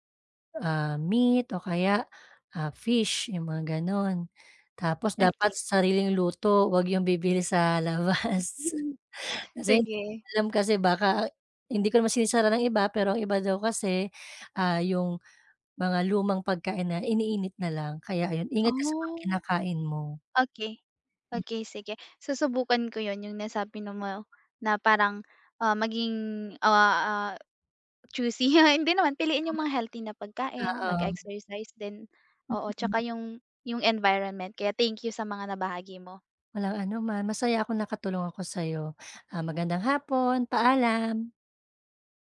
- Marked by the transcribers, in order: tapping; other background noise; chuckle; sniff; chuckle
- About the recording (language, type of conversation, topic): Filipino, advice, Paano ko mapapanatili ang konsentrasyon ko habang gumagawa ng mahahabang gawain?